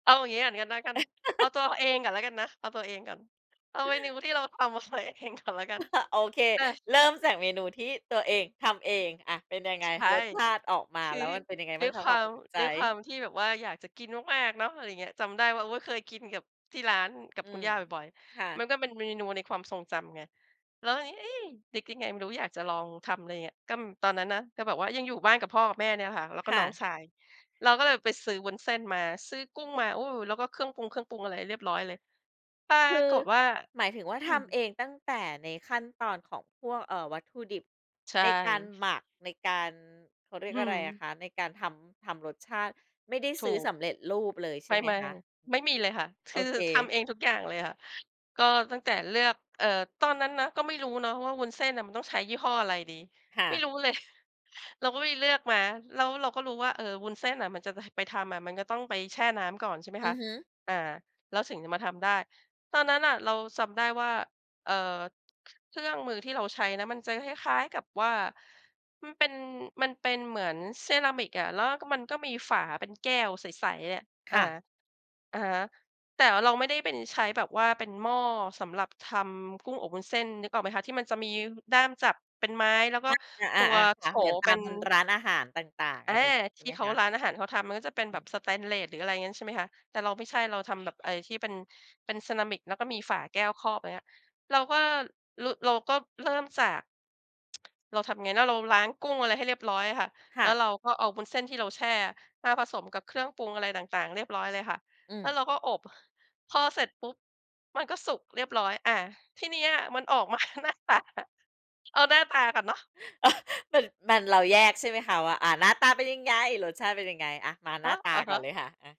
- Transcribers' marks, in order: laugh; laughing while speaking: "มาใส่เองก่อนละกัน"; chuckle; tsk; laughing while speaking: "หน้าตา"; chuckle
- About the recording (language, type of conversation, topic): Thai, podcast, คุณมีความทรงจำอะไรเกี่ยวกับตอนที่ได้กินเมนูนี้กับญาติ?